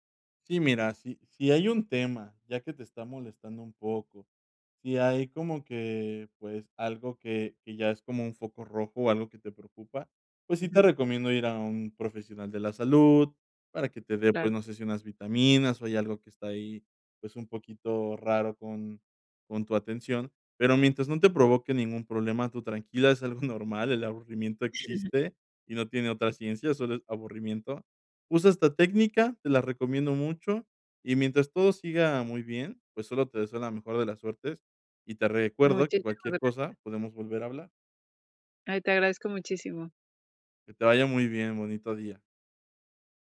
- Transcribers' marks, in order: other background noise; laughing while speaking: "normal"; chuckle
- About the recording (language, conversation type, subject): Spanish, advice, ¿Cómo puedo evitar distraerme cuando me aburro y así concentrarme mejor?